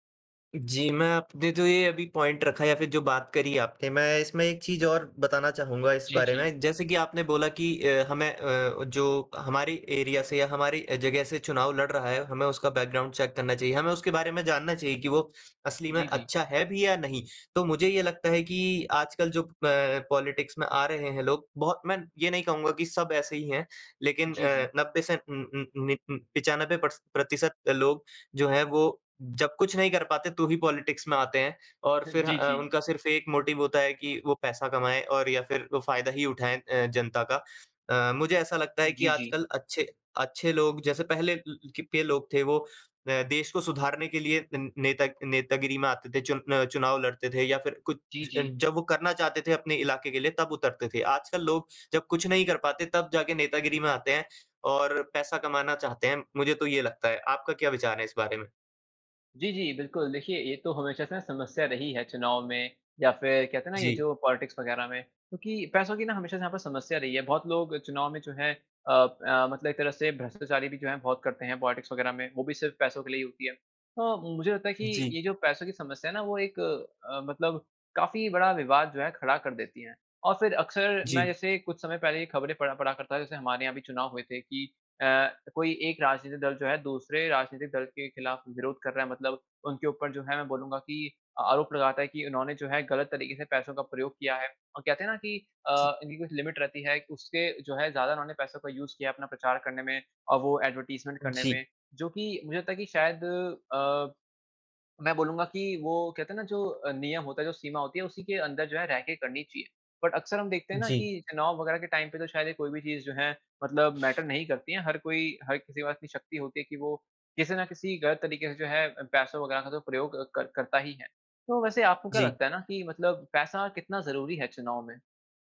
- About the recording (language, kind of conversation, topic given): Hindi, unstructured, क्या चुनाव में पैसा ज़्यादा प्रभाव डालता है?
- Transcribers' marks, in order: in English: "पॉइंट"; in English: "एरिया"; in English: "बैकग्राउंड चेक"; in English: "प पॉलिटिक्स"; in English: "पॉलिटिक्स"; in English: "मोटिव"; in English: "पॉलिटिक्स"; in English: "पॉलिटिक्स"; in English: "लिमिट"; in English: "यूज़"; in English: "एडवर्टाइज़मेंट"; in English: "बट"; in English: "टाइम"; in English: "मैटर"